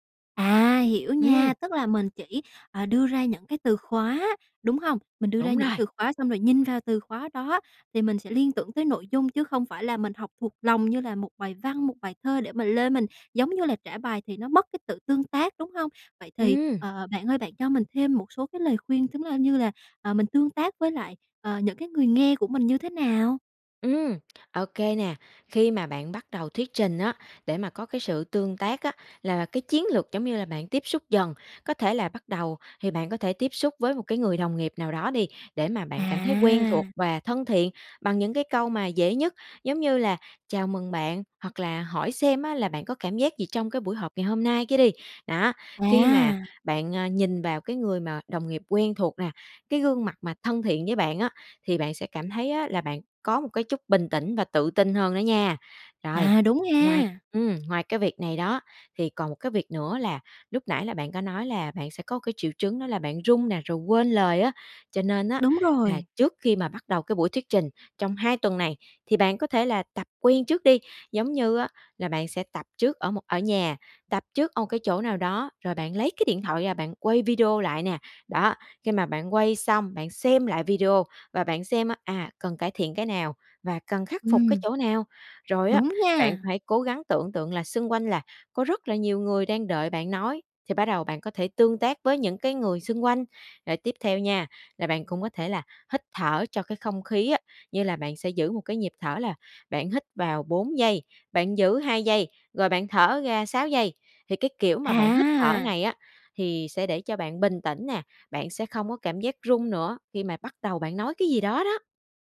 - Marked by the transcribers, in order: tapping; other background noise
- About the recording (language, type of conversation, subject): Vietnamese, advice, Làm thế nào để vượt qua nỗi sợ thuyết trình trước đông người?